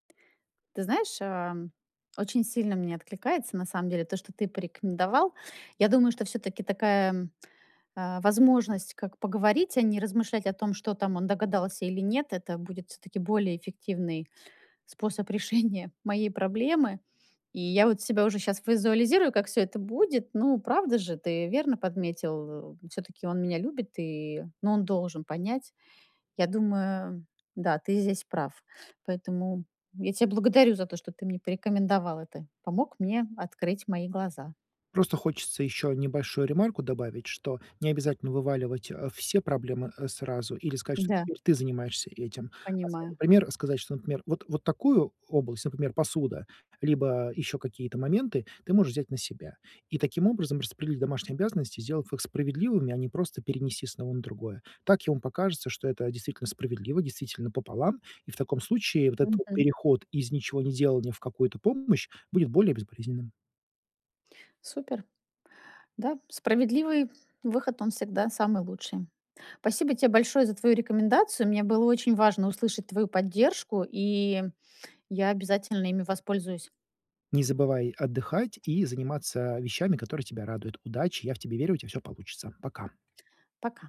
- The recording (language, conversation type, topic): Russian, advice, Как мне лучше совмещать работу и личные увлечения?
- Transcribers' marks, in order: unintelligible speech